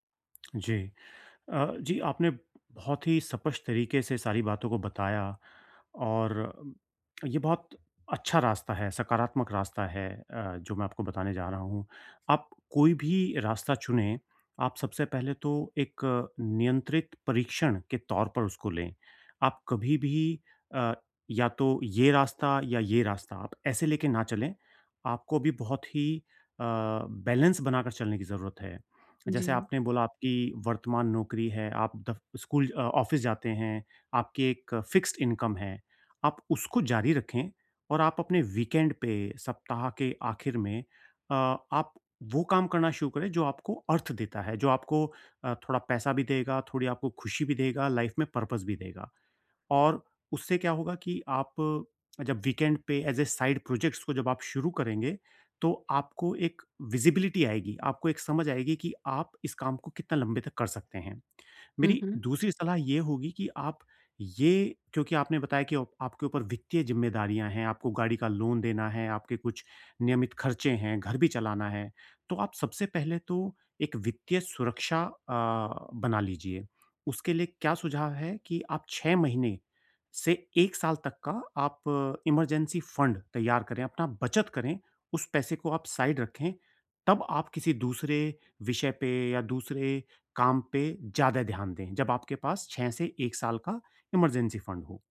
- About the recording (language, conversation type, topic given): Hindi, advice, करियर में अर्थ के लिए जोखिम लिया जाए या स्थिरता चुनी जाए?
- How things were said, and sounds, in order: tapping; in English: "बैलेंस"; other background noise; in English: "ऑफ़िस"; in English: "फ़िक्स्ड इंकम"; in English: "वीकेंड"; in English: "लाइफ़"; in English: "पर्पस"; in English: "वीकेंड"; in English: "एज़ ए साइड प्रोजेक्ट्स"; in English: "विज़िबिलिटी"; in English: "लोन"; in English: "इमरजेंसी फंड"; in English: "साइड"; in English: "इमरजेंसी फंड"